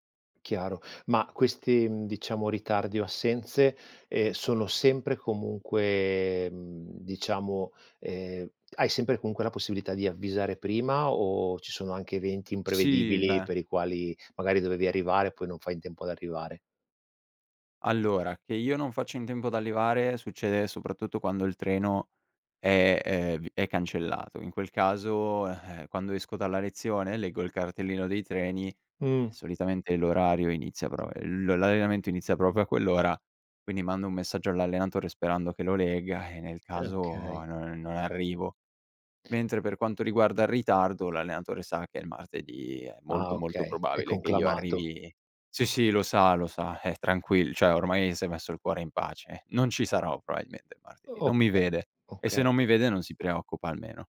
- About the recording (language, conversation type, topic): Italian, advice, Come posso gestire il senso di colpa quando salto gli allenamenti per il lavoro o la famiglia?
- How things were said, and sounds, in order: "arrivare" said as "allivare"; tapping; "probabilmente" said as "proabilmente"